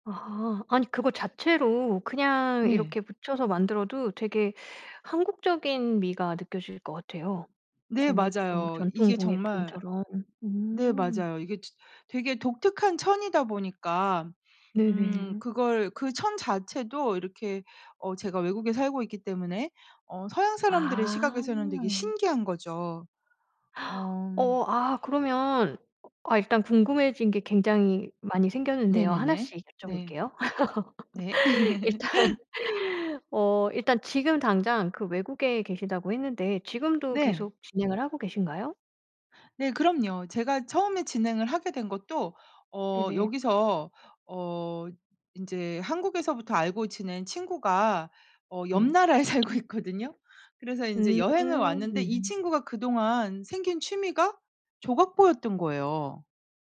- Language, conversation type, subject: Korean, podcast, 취미로 만든 것 중 가장 자랑스러운 건 뭐예요?
- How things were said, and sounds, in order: other background noise; gasp; laugh; laughing while speaking: "일단"; laugh; laughing while speaking: "나라에 살고"